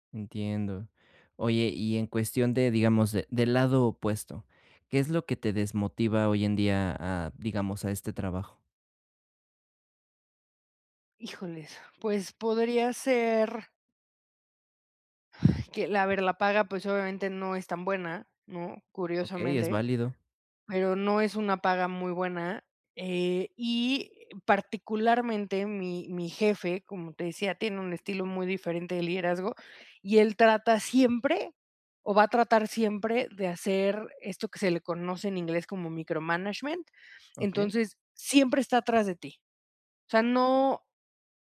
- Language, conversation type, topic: Spanish, advice, ¿Cómo puedo mantener la motivación y el sentido en mi trabajo?
- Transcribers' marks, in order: tapping